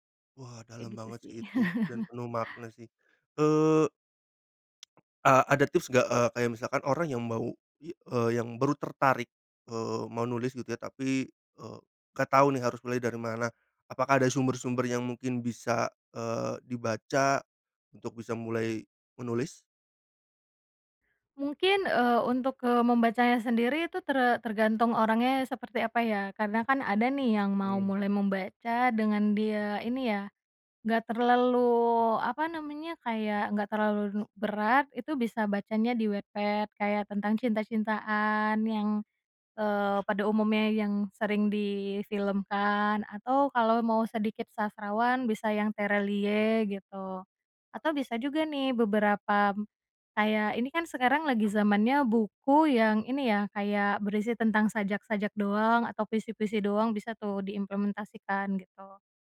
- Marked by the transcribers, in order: chuckle; tsk
- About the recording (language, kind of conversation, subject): Indonesian, podcast, Apa rasanya saat kamu menerima komentar pertama tentang karya kamu?